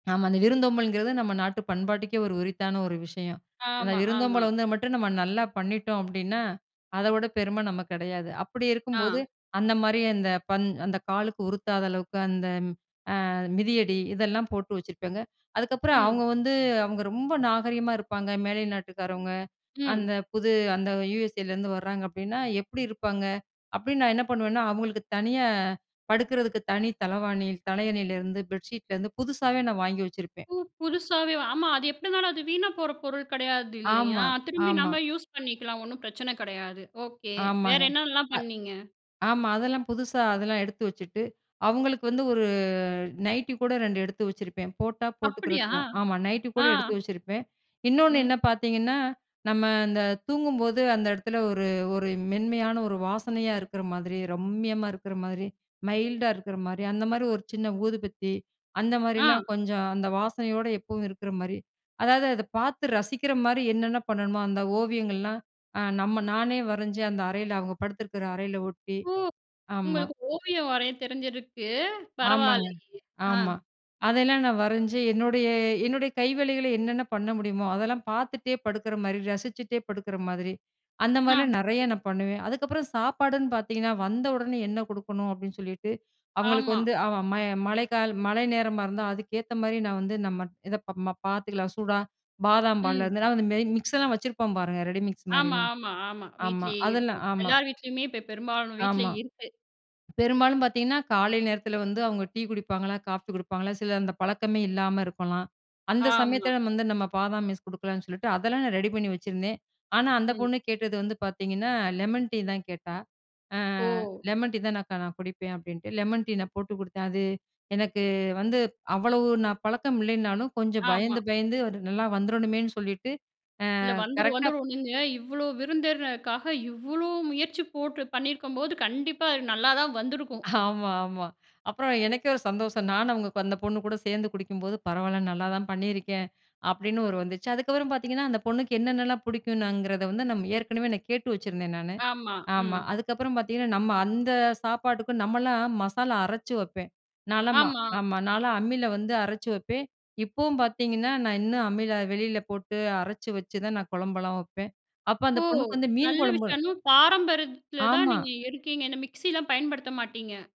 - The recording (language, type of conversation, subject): Tamil, podcast, புதியவர்கள் ஊருக்கு வந்தால் அவர்களை வரவேற்க எளிய நடைமுறைகள் என்னென்ன?
- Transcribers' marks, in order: "மிக்ஸ்" said as "மிஸ்"